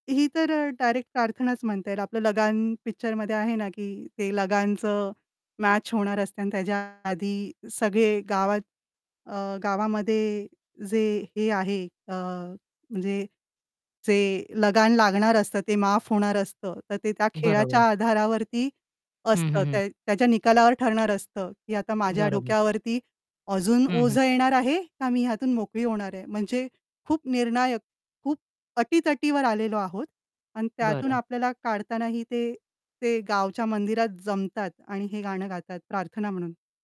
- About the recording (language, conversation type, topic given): Marathi, podcast, तुमच्या शेअर केलेल्या गीतसूचीतली पहिली तीन गाणी कोणती असतील?
- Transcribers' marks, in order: static; distorted speech; tapping; other background noise